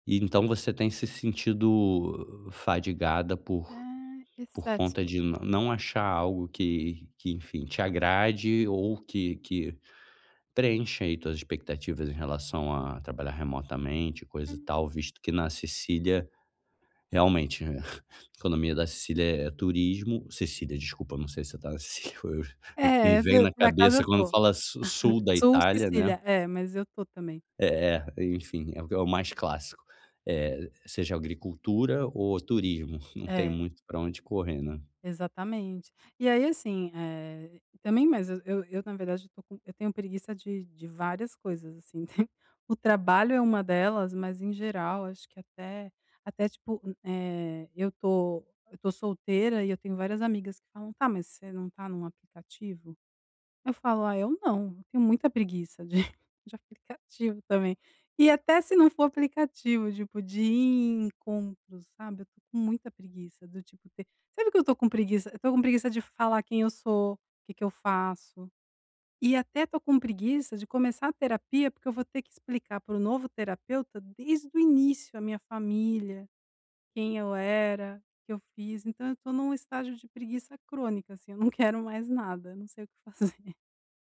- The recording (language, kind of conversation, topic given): Portuguese, advice, Como posso lidar com a fadiga e a falta de motivação?
- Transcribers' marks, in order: laugh; laugh; laugh; chuckle; laughing while speaking: "de de aplicativo também"; laughing while speaking: "que fazer"